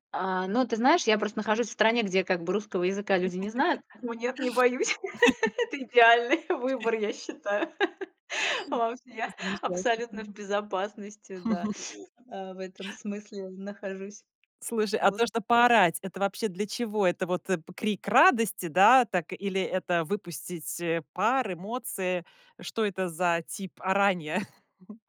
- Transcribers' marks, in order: chuckle; laugh; laughing while speaking: "это идеальный выбор, я считаю. Вообще. Абсолютно в безопасности"; chuckle; tapping; other background noise; chuckle
- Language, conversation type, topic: Russian, podcast, Какая музыка поднимает тебе настроение?
- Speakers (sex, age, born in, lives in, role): female, 40-44, Russia, Mexico, guest; female, 40-44, Russia, Sweden, host